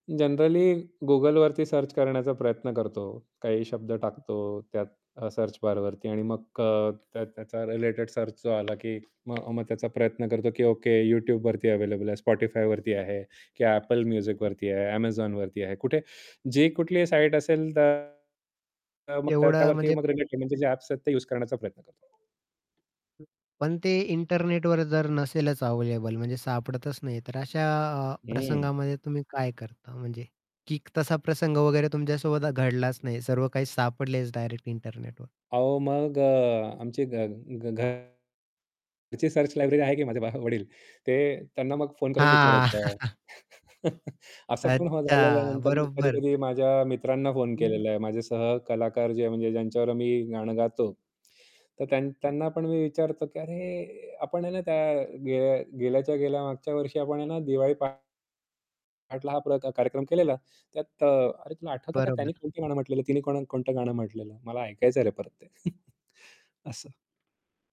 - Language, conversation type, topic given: Marathi, podcast, तुम्हाला एखादं जुने गाणं शोधायचं असेल, तर तुम्ही काय कराल?
- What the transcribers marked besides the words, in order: in English: "जनरली"; in English: "सर्च"; distorted speech; in English: "सर्च"; in English: "सर्च"; tapping; other background noise; static; in English: "सर्च"; laughing while speaking: "आहे की माझे बा वडील"; laugh; chuckle; chuckle